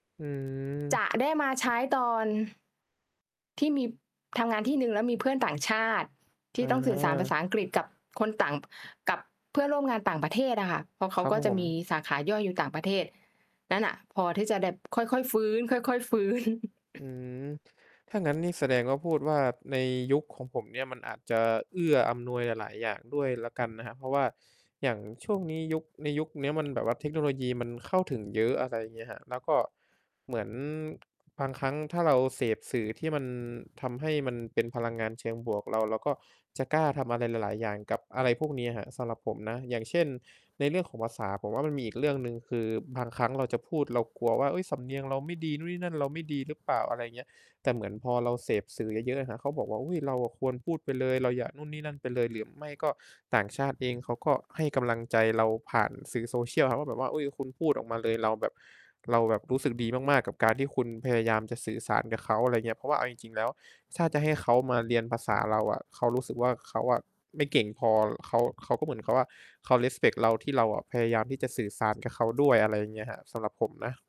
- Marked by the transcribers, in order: distorted speech; tapping; "แบบ" said as "แด่บ"; chuckle; other noise; in English: "respect"
- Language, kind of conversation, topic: Thai, unstructured, คุณคิดว่าการเรียนภาษาใหม่มีประโยชน์อย่างไร?